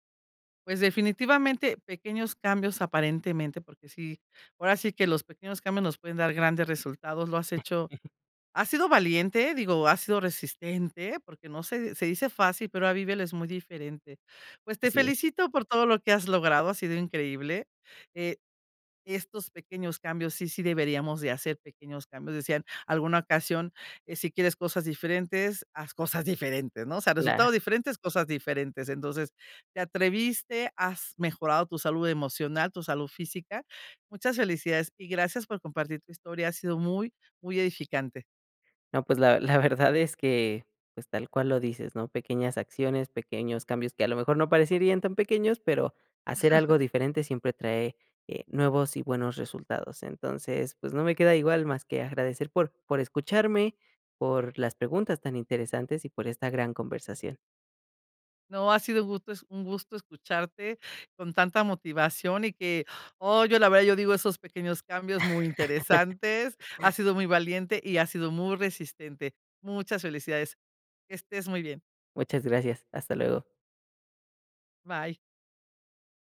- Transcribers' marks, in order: chuckle; chuckle; chuckle
- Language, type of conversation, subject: Spanish, podcast, ¿Qué pequeños cambios te han ayudado más a desarrollar resiliencia?